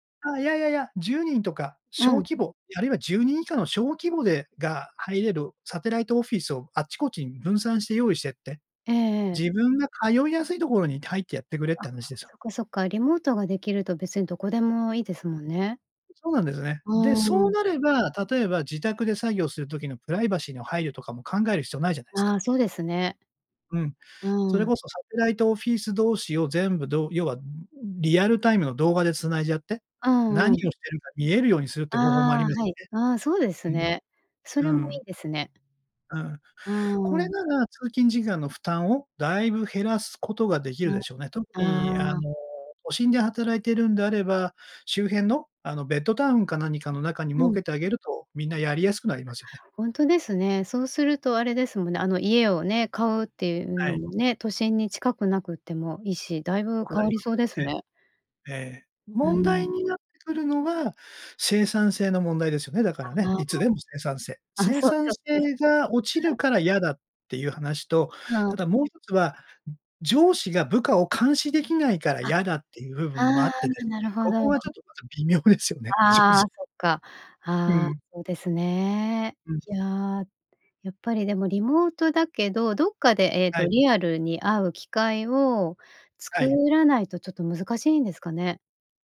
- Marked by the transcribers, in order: tapping; chuckle
- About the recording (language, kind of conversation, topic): Japanese, podcast, これからのリモートワークは将来どのような形になっていくと思いますか？